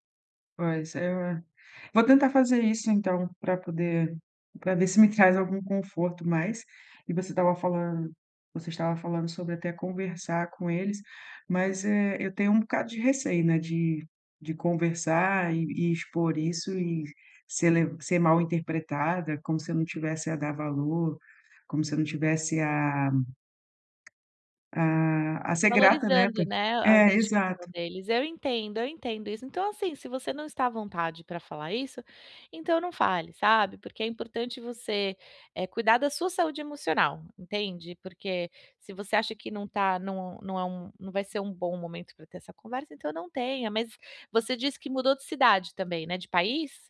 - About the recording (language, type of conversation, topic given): Portuguese, advice, Como posso me sentir em casa em um novo espaço depois de me mudar?
- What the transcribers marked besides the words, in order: tapping